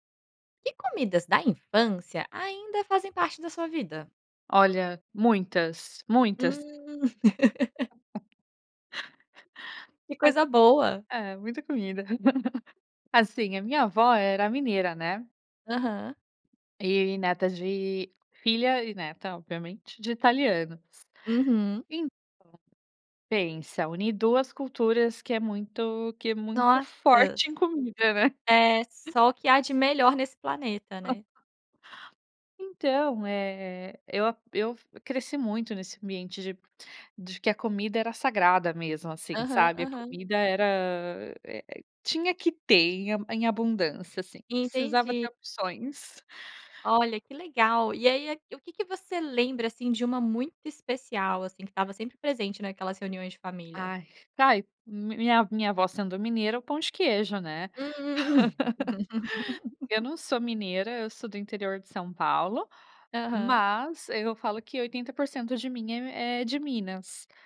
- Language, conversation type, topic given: Portuguese, podcast, Que comidas da infância ainda fazem parte da sua vida?
- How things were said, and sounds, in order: laugh; laugh; laugh; laugh